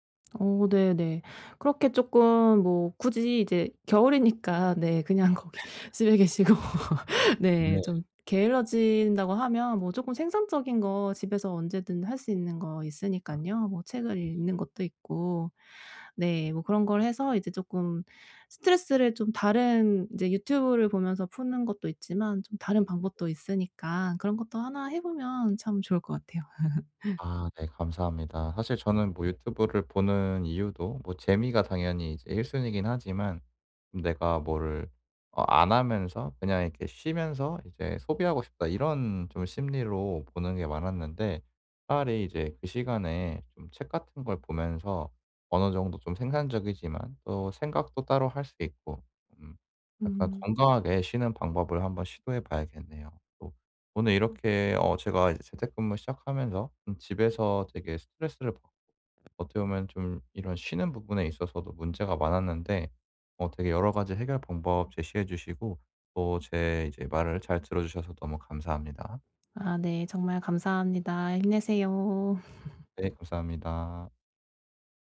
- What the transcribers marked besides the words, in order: other background noise; laughing while speaking: "거기 집에 계시고"; other noise; laugh; laugh
- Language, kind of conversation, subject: Korean, advice, 집에서 긴장을 풀고 편하게 쉴 수 있는 방법은 무엇인가요?